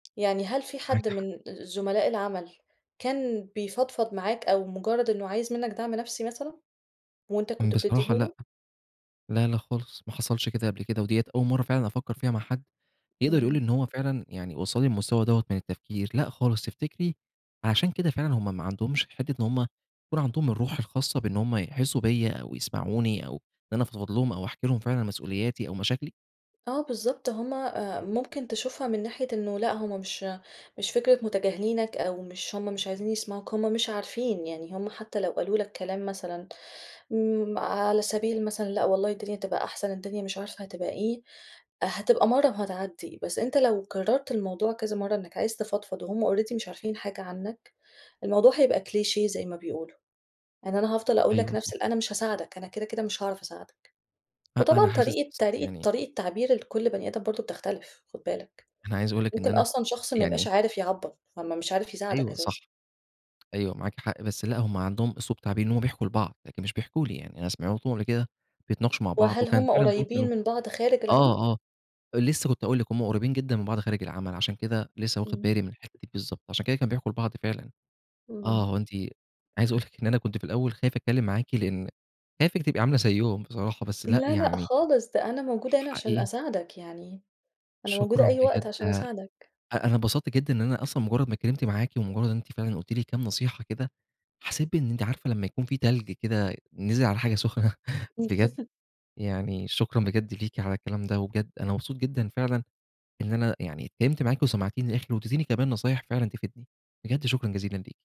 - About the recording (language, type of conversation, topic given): Arabic, advice, بتحس بإيه لما تلاقي اللي حواليك مش بيسمعوك؟
- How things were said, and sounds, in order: tapping; in English: "Already"; in English: "كليشيه"; unintelligible speech; unintelligible speech; laughing while speaking: "سخنة"; laugh